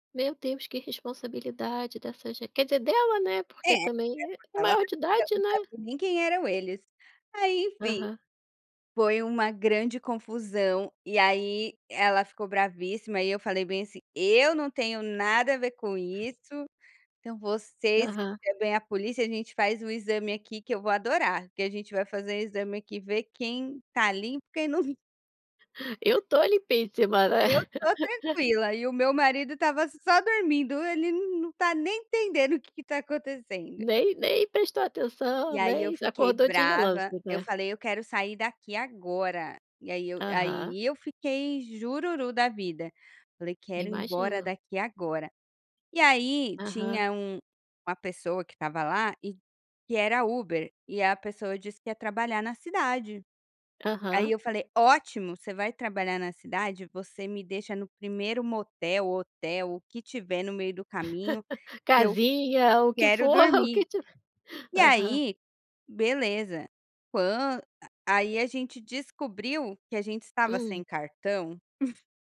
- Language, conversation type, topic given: Portuguese, podcast, Você pode contar sobre uma festa ou celebração inesquecível?
- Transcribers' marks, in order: unintelligible speech; tapping; other background noise; chuckle; laugh; laugh; laugh; chuckle